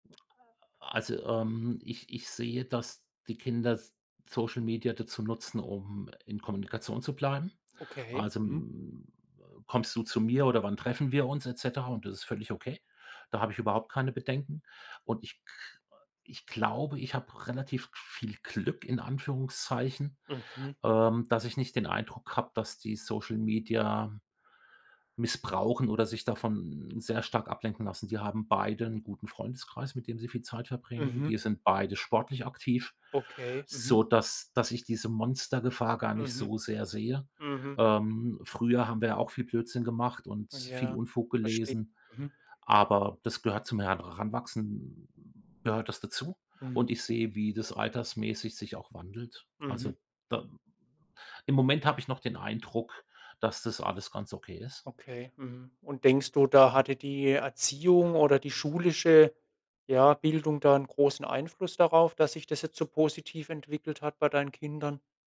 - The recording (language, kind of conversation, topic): German, podcast, Wie beeinflussen soziale Medien ehrlich gesagt dein Wohlbefinden?
- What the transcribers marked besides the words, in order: none